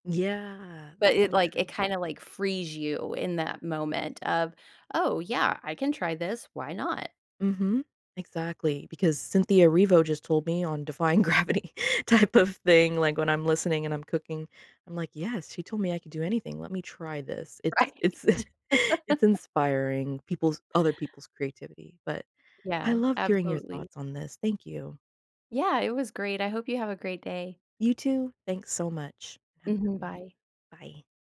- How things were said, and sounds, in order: laughing while speaking: "Gravity type of"; tapping; laughing while speaking: "Right"; laugh
- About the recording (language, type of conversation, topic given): English, unstructured, What habits help me feel more creative and open to new ideas?